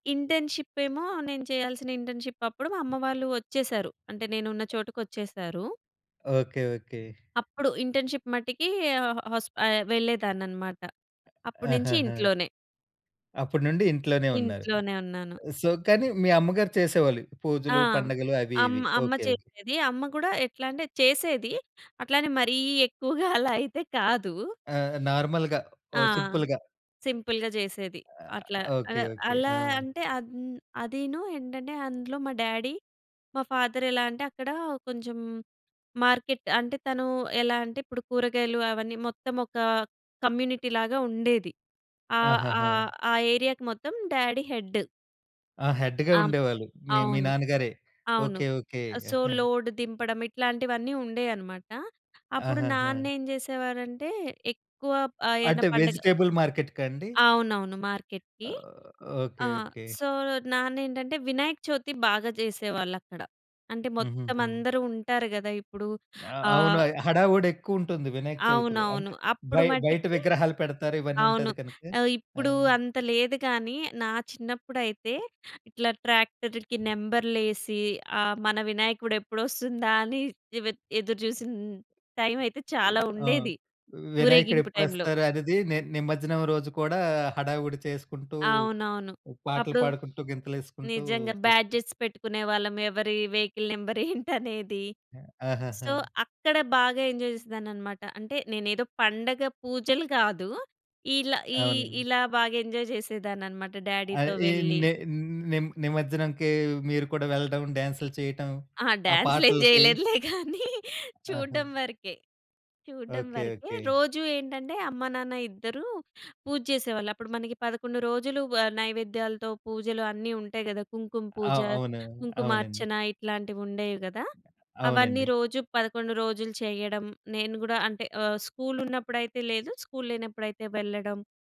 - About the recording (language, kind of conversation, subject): Telugu, podcast, పండగలకు సిద్ధమయ్యే సమయంలో ఇంటి పనులు ఎలా మారుతాయి?
- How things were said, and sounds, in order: in English: "ఇంటర్న్‌షిప్"; other background noise; in English: "ఇంటర్న్‌షిప్"; in English: "ఇంటర్న్‌షిప్"; in English: "సో"; chuckle; in English: "నార్మల్‌గా"; in English: "సింపుల్‌గా"; in English: "సింపుల్‌గా"; tapping; in English: "డ్యాడీ"; in English: "ఫాదర్"; in English: "కమ్యూనిటీ"; in English: "ఏరియాకి"; in English: "డ్యాడీ హెడ్"; in English: "హెడ్‌గా"; in English: "సో, లోడ్"; in English: "వెజిటబుల్"; in English: "సో"; in English: "బ్యాడ్జట్స్"; in English: "వెహికల్"; chuckle; in English: "సో"; in English: "ఎంజాయ్"; in English: "ఎంజాయ్"; in English: "డ్యాడీతో"; laughing while speaking: "డ్యాన్స్‌లు ఏం జేయలేదులే గానీ, చూడ్డం వరకే"